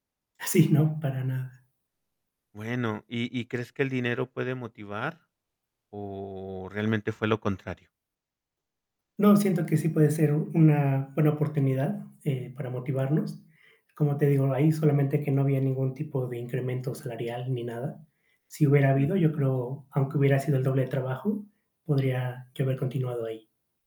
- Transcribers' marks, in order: static
- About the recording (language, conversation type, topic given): Spanish, podcast, ¿Qué papel juega el sueldo en tus decisiones profesionales?